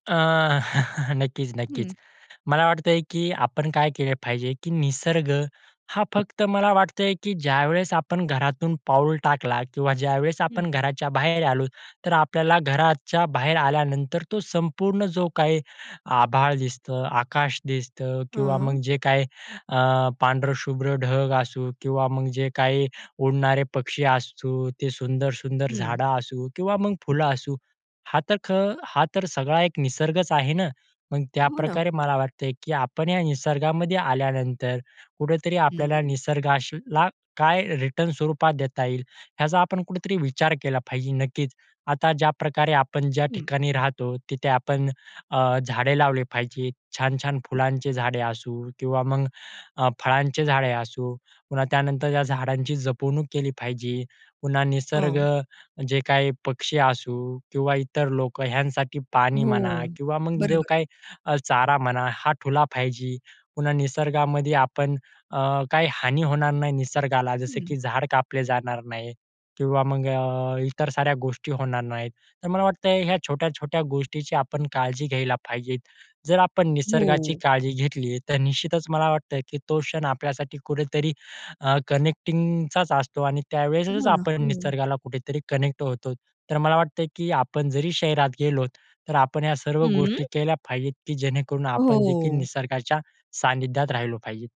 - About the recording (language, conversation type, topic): Marathi, podcast, शहरात राहून निसर्गाशी जोडलेले कसे राहता येईल याबद्दल तुमचे मत काय आहे?
- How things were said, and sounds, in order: chuckle; other background noise; "ठेवला" said as "ठुला"; in English: "कनेक्टिंगचाच"; in English: "कनेक्ट"; tapping; other noise